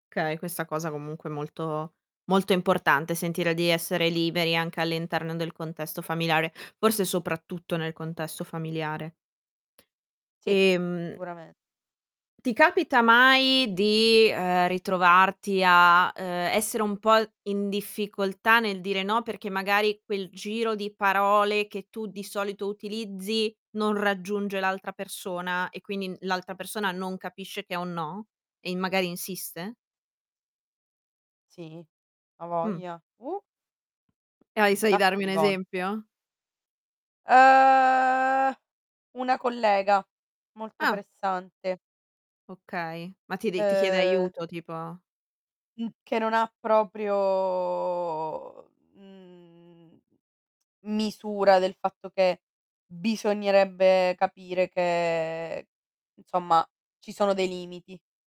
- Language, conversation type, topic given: Italian, podcast, Qual è il tuo approccio per dire di no senza creare conflitto?
- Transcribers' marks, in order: "Okay" said as "kay"; tapping; "familiare" said as "familare"; distorted speech; drawn out: "Uhm"; drawn out: "proprio, mhmm"; "insomma" said as "inzomma"